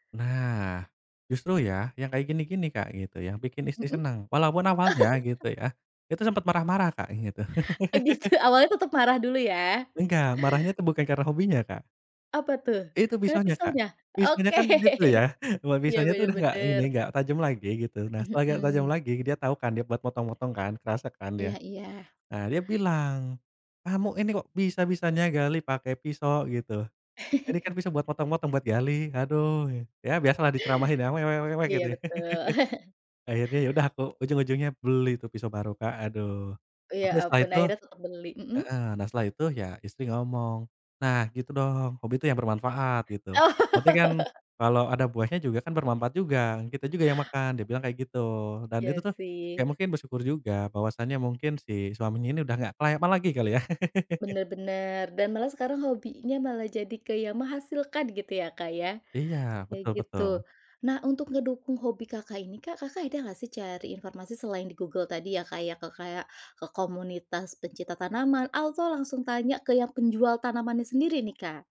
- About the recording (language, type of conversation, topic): Indonesian, podcast, Bagaimana cara memulai hobi baru tanpa takut gagal?
- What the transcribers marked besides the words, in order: laugh; laughing while speaking: "gitu"; laugh; laughing while speaking: "Oke"; chuckle; chuckle; other background noise; laughing while speaking: "Oh"; laugh